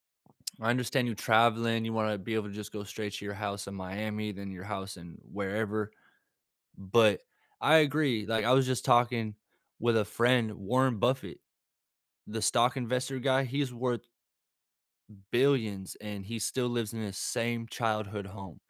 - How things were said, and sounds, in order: tsk
- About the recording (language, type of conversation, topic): English, unstructured, How do you feel when you reach a financial goal?